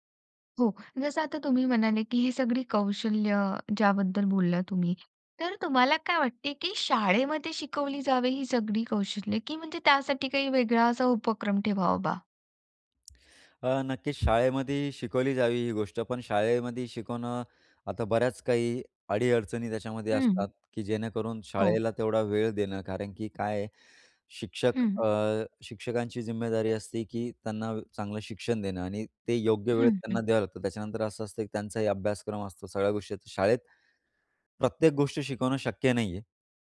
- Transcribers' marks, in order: other background noise; in Hindi: "ज़िम्मेदारी"
- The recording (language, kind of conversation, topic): Marathi, podcast, शाळेबाहेर कोणत्या गोष्टी शिकायला हव्यात असे तुम्हाला वाटते, आणि का?